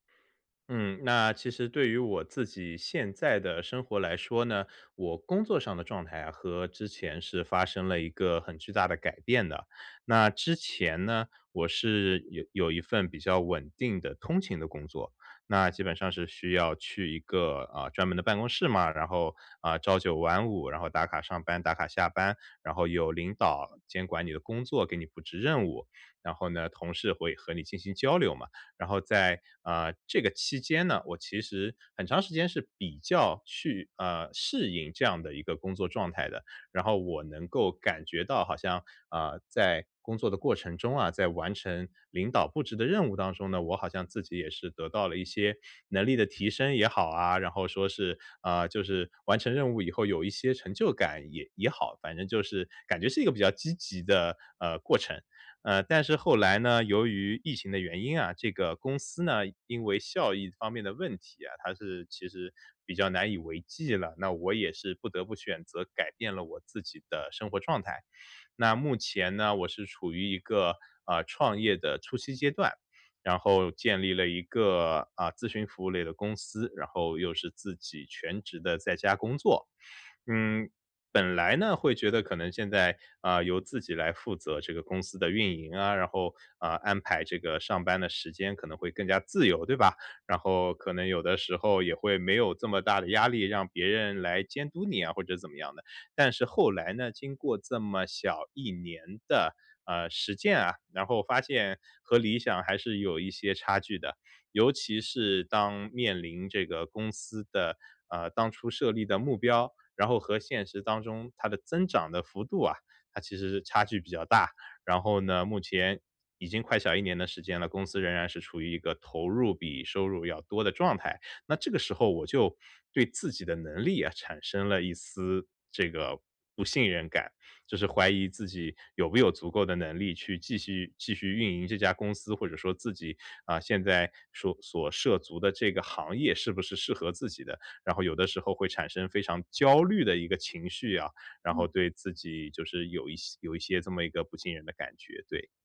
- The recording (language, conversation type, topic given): Chinese, advice, 如何建立自我信任與韌性？
- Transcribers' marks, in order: none